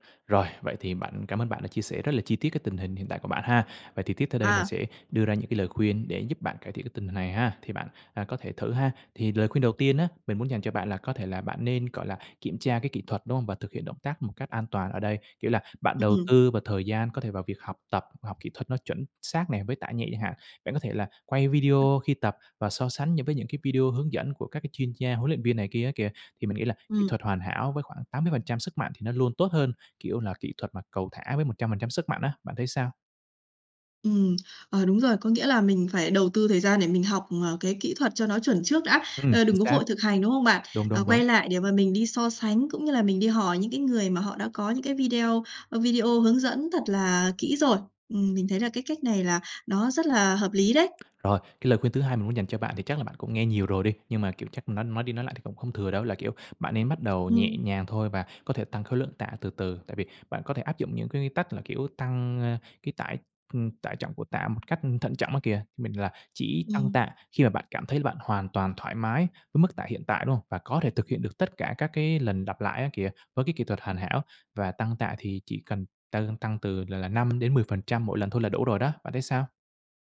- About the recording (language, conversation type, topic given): Vietnamese, advice, Bạn lo lắng thế nào về nguy cơ chấn thương khi nâng tạ hoặc tập nặng?
- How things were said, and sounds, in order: tapping; other background noise; unintelligible speech